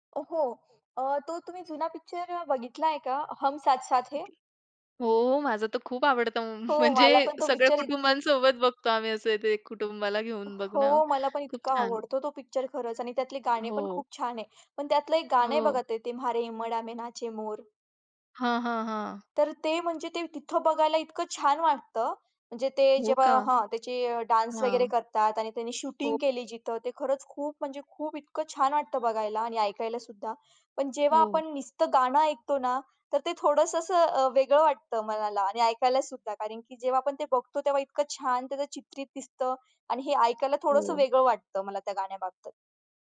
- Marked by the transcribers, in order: other background noise; joyful: "म्हणजे सगळ्या कुटुंबांसोबत बघतो आम्ही असं ते कुटुंबाला घेऊन बघणं"; "गाण्याबाबत" said as "गाण्याबाबतत"
- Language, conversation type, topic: Marathi, podcast, चित्रपटातील गाणी तुमच्या संगीताच्या आवडीवर परिणाम करतात का?